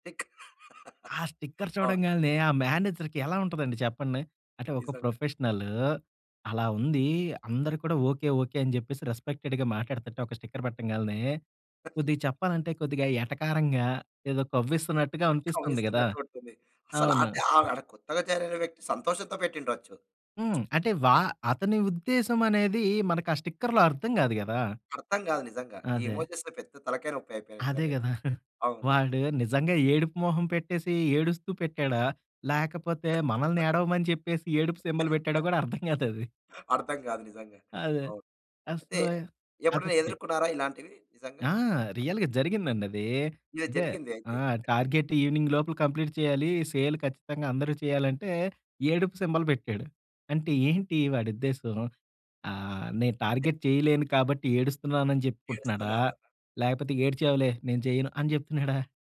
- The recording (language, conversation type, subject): Telugu, podcast, వాట్సాప్ గ్రూపులు మన సంభాషణలను ఎలా ప్రభావితం చేస్తాయి?
- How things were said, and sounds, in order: laugh; in English: "స్టిక్కర్"; in English: "మేనేజర్‌కి"; in English: "రెస్పెక్టెడ్‌గా"; in English: "స్టిక్కర్"; giggle; lip smack; in English: "స్టిక్కర్‌లో"; in English: "ఎమోజిస్‌తో"; giggle; chuckle; in English: "సింబాల్"; chuckle; in English: "రియల్‌గా"; in English: "టార్గెట్ ఈవినింగ్"; giggle; in English: "కంప్లీట్"; in English: "సేల్"; in English: "సింబాల్"; in English: "టార్గెట్"; other noise